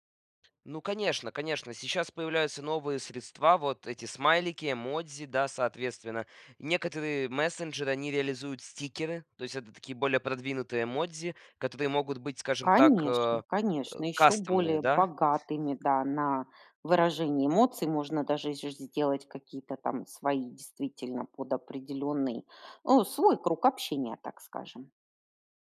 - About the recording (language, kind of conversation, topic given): Russian, podcast, Что помогает избежать недопониманий онлайн?
- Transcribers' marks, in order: none